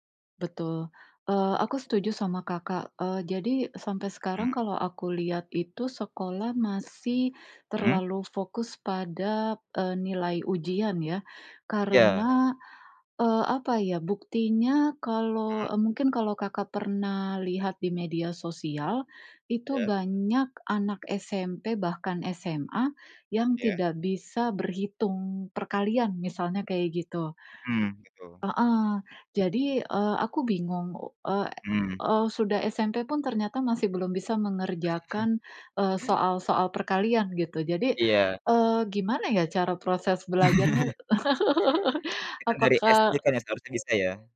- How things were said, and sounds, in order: other background noise; tapping; other noise; chuckle; laugh
- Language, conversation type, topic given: Indonesian, unstructured, Apakah sekolah terlalu fokus pada hasil ujian dibandingkan proses belajar?